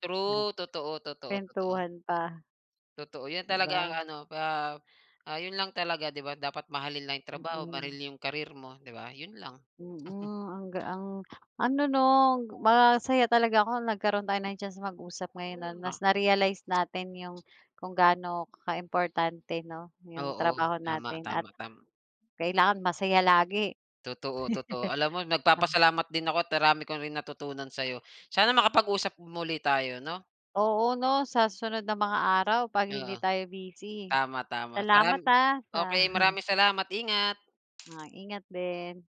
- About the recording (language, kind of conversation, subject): Filipino, unstructured, Ano ang pinakamasayang bahagi ng iyong trabaho?
- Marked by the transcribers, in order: "mahalin" said as "maril"; chuckle; other background noise; background speech; chuckle; chuckle